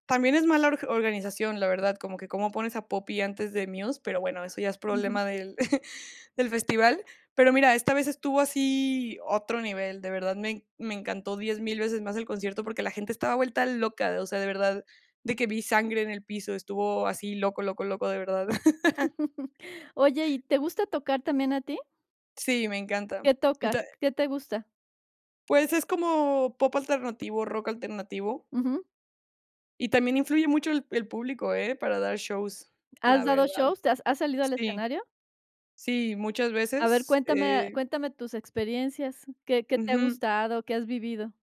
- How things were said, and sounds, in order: chuckle; chuckle; laugh
- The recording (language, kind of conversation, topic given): Spanish, podcast, ¿Cómo influye el público en tu experiencia musical?